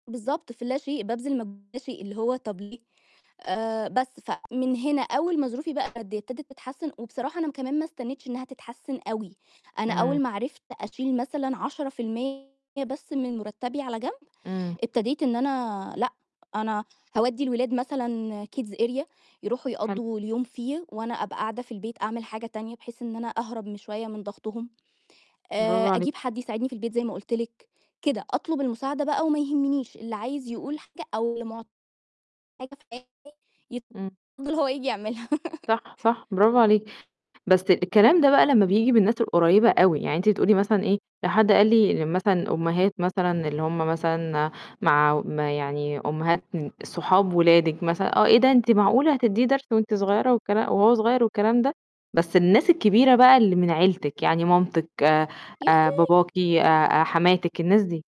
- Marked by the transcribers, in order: distorted speech; other background noise; tapping; static; in English: "kids area"; other noise; unintelligible speech; laugh; put-on voice: "يا ختاي!"
- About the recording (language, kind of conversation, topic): Arabic, podcast, إزاي تعرف إنك محتاج تطلب مساعدة؟